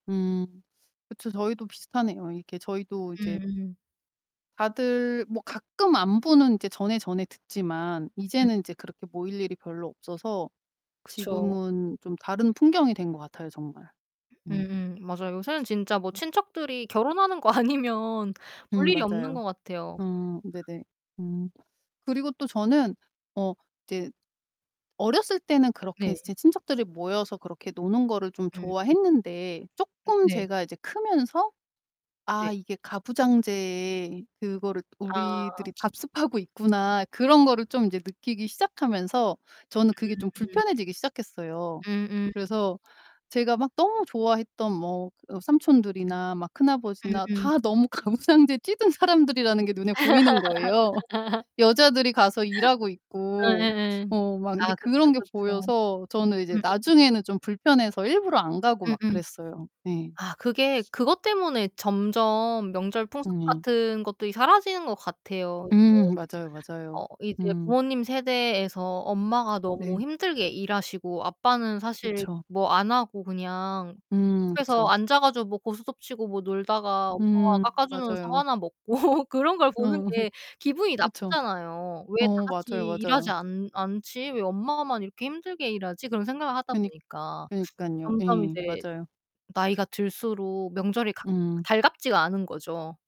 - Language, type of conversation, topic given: Korean, unstructured, 한국 명절 때 가장 기억에 남는 풍습은 무엇인가요?
- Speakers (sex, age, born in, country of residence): female, 30-34, South Korea, South Korea; female, 45-49, South Korea, United States
- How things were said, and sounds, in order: distorted speech; static; other background noise; laughing while speaking: "아니면"; tapping; laughing while speaking: "가부장제에 찌든 사람들이라는"; laugh; laughing while speaking: "먹고"